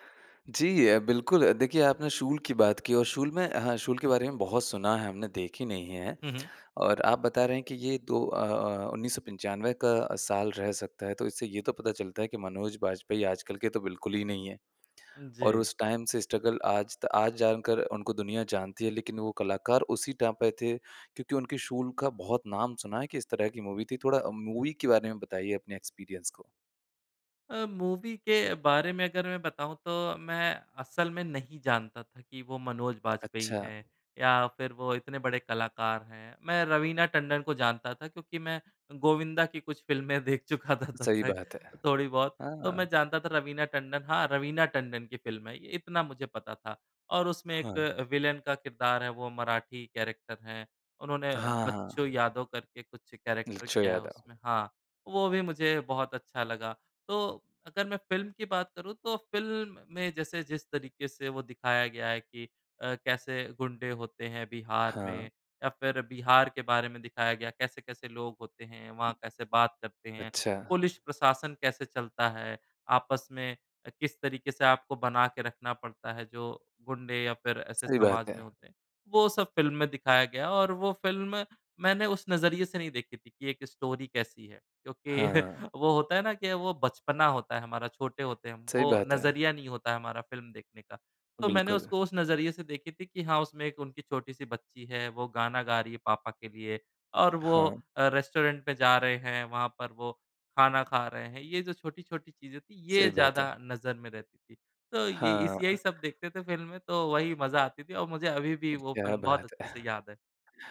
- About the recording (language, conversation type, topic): Hindi, podcast, घर वालों के साथ आपने कौन सी फिल्म देखी थी जो आपको सबसे खास लगी?
- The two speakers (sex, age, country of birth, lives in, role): male, 25-29, India, India, host; male, 30-34, India, India, guest
- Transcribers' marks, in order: in English: "टाइम"; in English: "स्ट्रगल"; in English: "टाइम"; in English: "मूवी"; in English: "मूवी"; in English: "एक्सपीरियंस"; in English: "मूवी"; laughing while speaking: "देख चुका था तब"; other background noise; in English: "विलेन"; in English: "कैरेक्टर"; in English: "कैरेक्टर"; in English: "स्टोरी"; chuckle; in English: "रेस्टोरेंट"